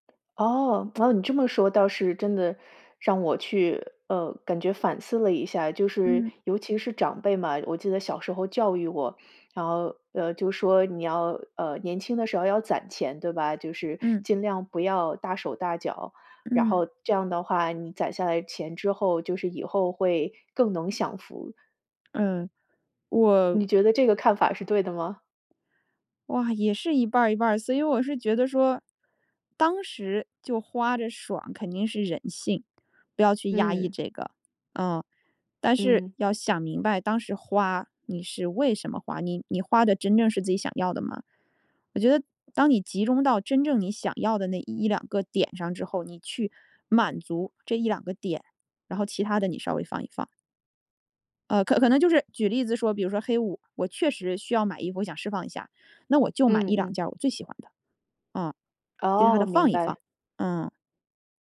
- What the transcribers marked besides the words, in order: none
- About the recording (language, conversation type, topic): Chinese, podcast, 你怎样教自己延迟满足？